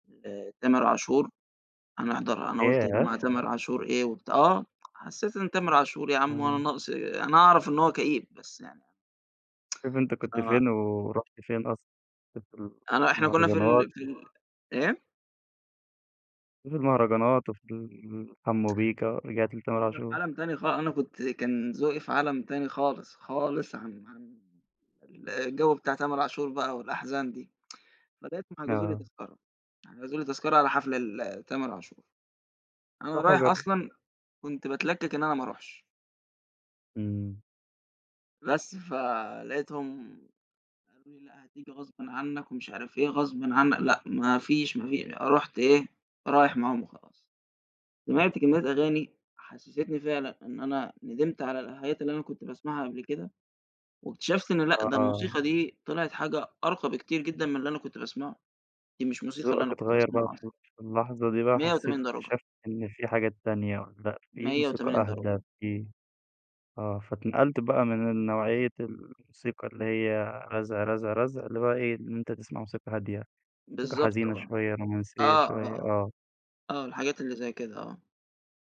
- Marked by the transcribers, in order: background speech; tsk; unintelligible speech; tsk; tapping; unintelligible speech
- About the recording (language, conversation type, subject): Arabic, podcast, إزاي ذوقك في الموسيقى بيتغيّر مع الوقت؟